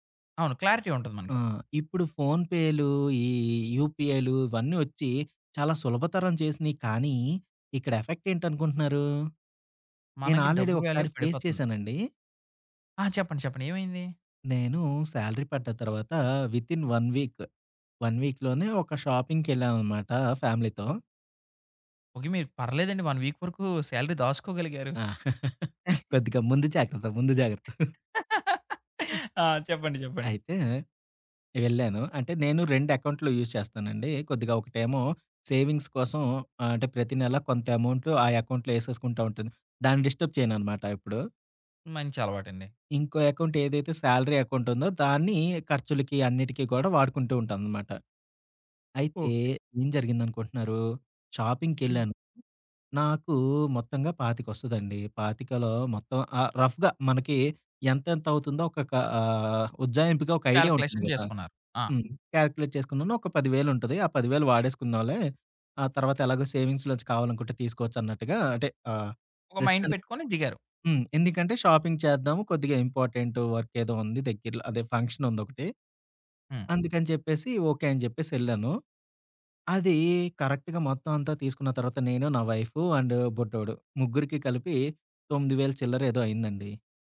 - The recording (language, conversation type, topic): Telugu, podcast, పేపర్లు, బిల్లులు, రశీదులను మీరు ఎలా క్రమబద్ధం చేస్తారు?
- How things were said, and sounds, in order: in English: "క్లారిటీ"; in English: "యూపీఐలు"; in English: "ఆల్‌రెడీ"; other background noise; in English: "వాల్యూ"; in English: "ఫేస్"; in English: "శాలరీ"; in English: "వితిన్ వన్ వీక్, వన్ వీక్‌లోనే"; in English: "షాపింగ్‌కెళ్ళామనమాట ఫ్యామిలీతో"; in English: "వన్ వీక్"; in English: "శాలరీ"; laugh; giggle; laugh; giggle; in English: "యూజ్"; in English: "సేవింగ్స్"; in English: "అకౌంట్‌లో"; in English: "డిస్టర్బ్"; in English: "సాలరీ"; in English: "షాపింగ్‌కెళ్ళాను"; in English: "రఫ్‌గా"; in English: "క్యాలిక్యులేట్"; in English: "కాలిక్యులేషన్"; in English: "సేవింగ్స్‌లోంచి"; in English: "మైండ్"; in English: "షాపింగ్"; in English: "వర్క్"; tapping; in English: "కరెక్ట్‌గా"; in English: "అండ్"